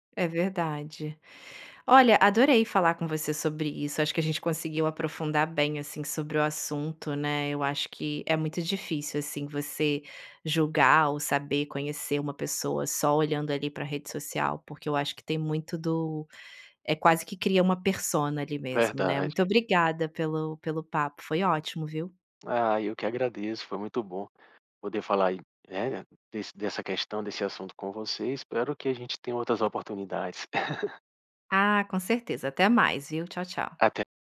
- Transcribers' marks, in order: laugh
- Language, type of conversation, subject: Portuguese, podcast, As redes sociais ajudam a descobrir quem você é ou criam uma identidade falsa?
- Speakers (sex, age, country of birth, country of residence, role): female, 35-39, Brazil, Italy, host; male, 40-44, Brazil, Portugal, guest